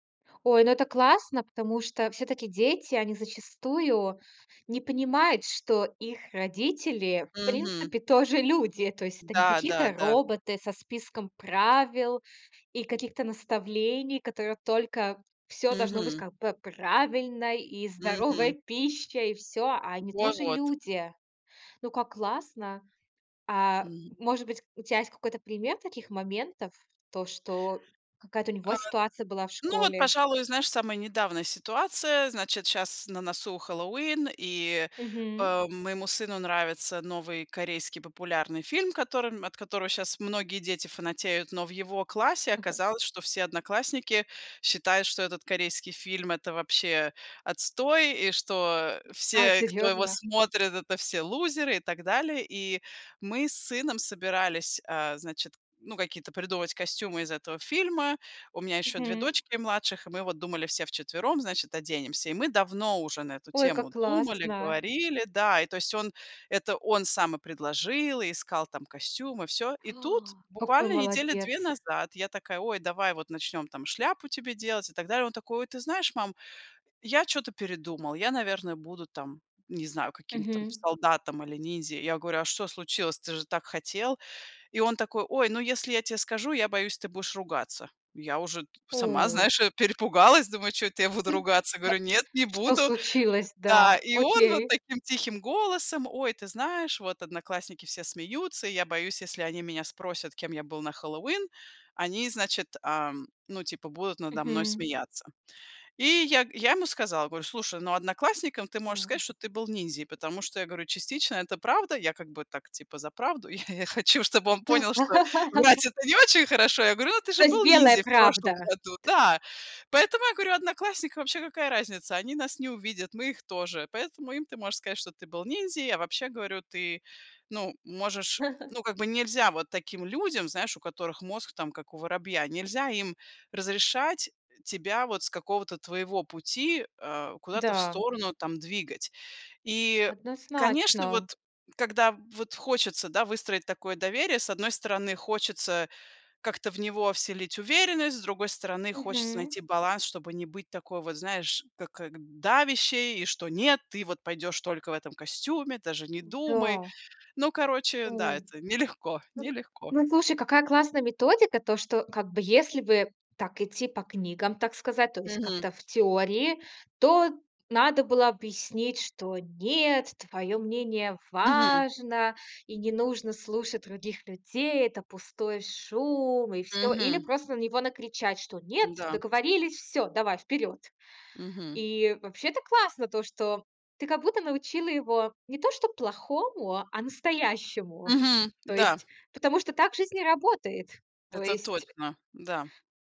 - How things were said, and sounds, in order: tapping; chuckle; other background noise; gasp; other noise; chuckle; laugh; chuckle
- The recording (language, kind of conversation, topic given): Russian, podcast, Как ты выстраиваешь доверие в разговоре?